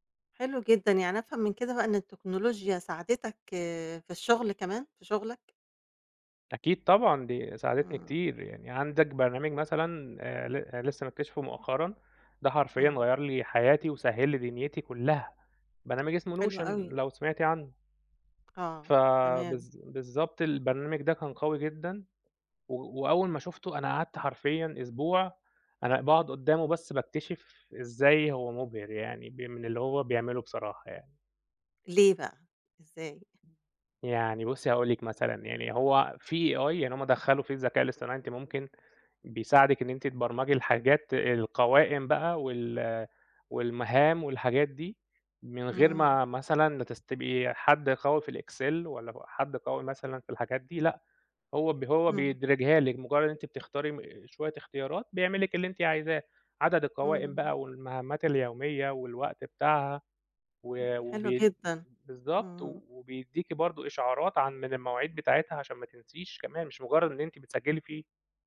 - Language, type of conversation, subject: Arabic, podcast, إزاي التكنولوجيا غيّرت روتينك اليومي؟
- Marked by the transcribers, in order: tapping; in English: "AI"; other noise